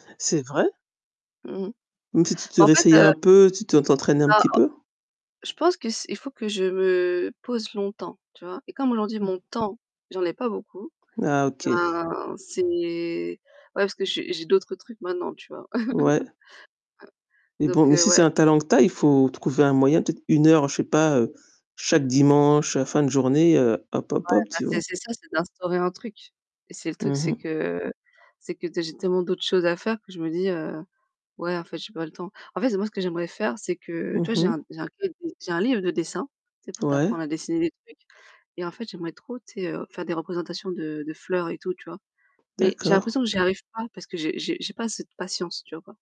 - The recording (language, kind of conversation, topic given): French, unstructured, Comment un loisir peut-il aider à gérer le stress ?
- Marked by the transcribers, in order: mechanical hum; unintelligible speech; static; tapping; distorted speech; chuckle; other background noise; unintelligible speech